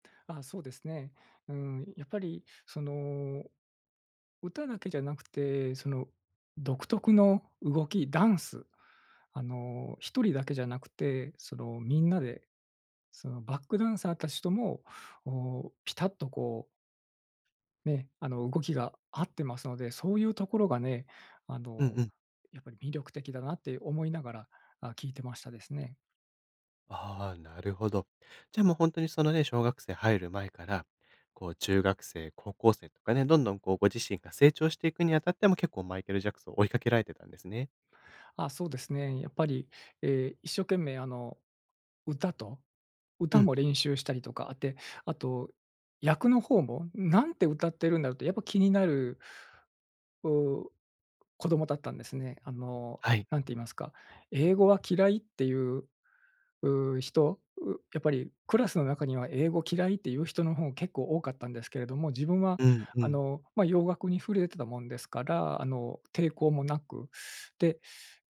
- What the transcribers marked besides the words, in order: none
- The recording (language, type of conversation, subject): Japanese, podcast, 子どもの頃の音楽体験は今の音楽の好みに影響しますか？